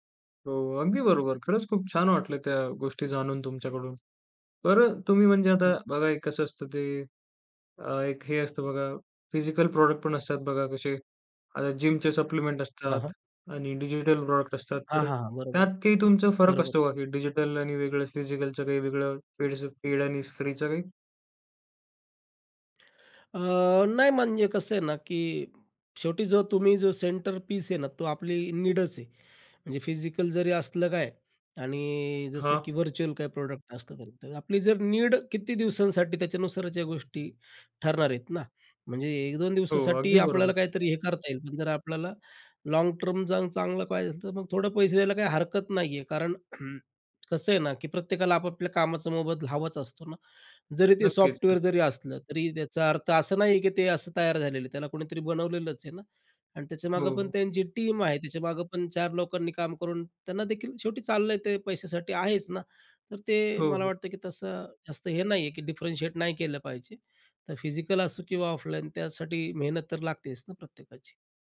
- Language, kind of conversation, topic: Marathi, podcast, तुम्ही विनामूल्य आणि सशुल्क साधनांपैकी निवड कशी करता?
- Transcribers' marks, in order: in English: "फिजिकल प्रॉडक्ट"; in English: "जिमचे सप्लिमेंट"; in English: "प्रॉडक्ट"; tapping; in English: "सेंटर पीस"; in English: "नीडच"; in English: "व्हर्च्युअल"; in English: "प्रॉडक्ट"; in English: "नीड"; in English: "लाँग टर्म"; throat clearing; other background noise; in English: "टीम"; in English: "डिफरेंशिएट"